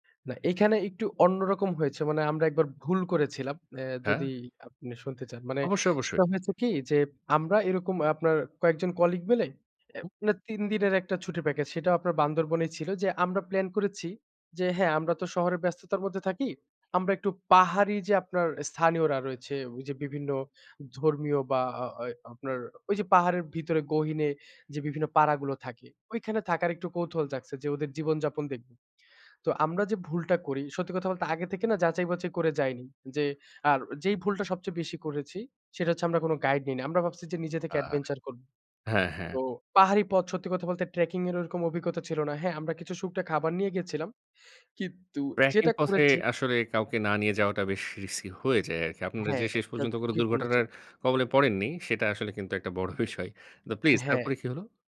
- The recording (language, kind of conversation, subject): Bengali, podcast, একাই ভ্রমণে নিরাপত্তা বজায় রাখতে কী কী পরামর্শ আছে?
- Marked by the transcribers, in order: other background noise; tapping; chuckle